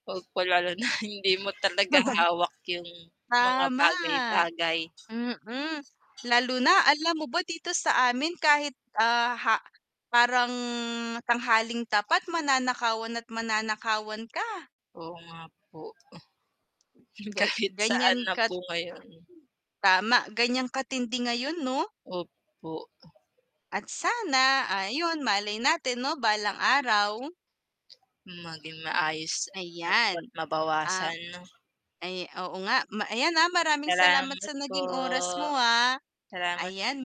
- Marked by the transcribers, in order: other background noise; mechanical hum; background speech; chuckle; static
- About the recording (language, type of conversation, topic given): Filipino, unstructured, Ano ang masasabi mo tungkol sa mga ulat ng krimen sa inyong lugar?